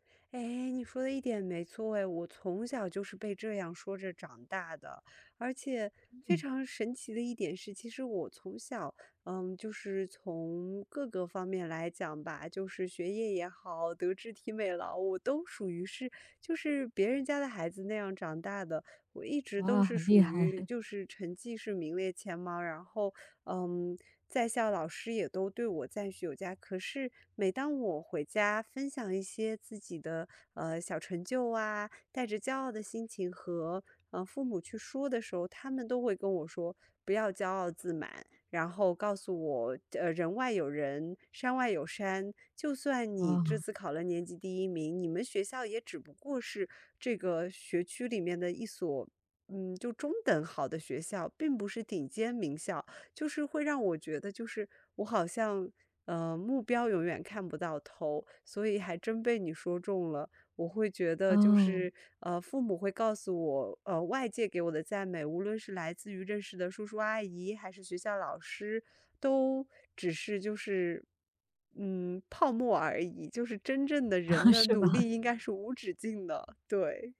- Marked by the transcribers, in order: chuckle; other background noise; chuckle; laughing while speaking: "是吧？"
- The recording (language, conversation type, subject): Chinese, advice, 为什么我很难接受别人的赞美，总觉得自己不配？